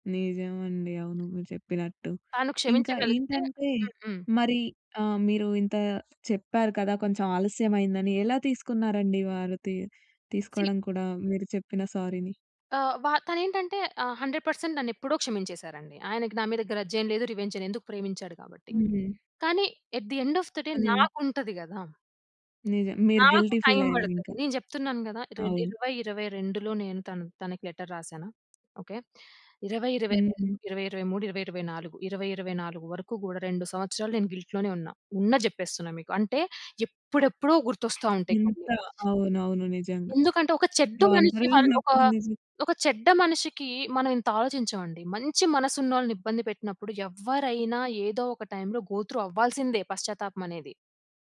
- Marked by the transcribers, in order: in English: "సారీని"; in English: "గ్రజ్"; in English: "రివెంజ్"; in English: "ఎట్ ది ఎండ్ ఆఫ్ ది డే"; tapping; in English: "గిల్టీ"; in English: "లెటర్"; in English: "గిల్ట్‌లోనే"; other background noise; in English: "గోత్రు"
- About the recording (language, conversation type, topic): Telugu, podcast, పశ్చాత్తాపాన్ని మాటల్లో కాకుండా ఆచరణలో ఎలా చూపిస్తావు?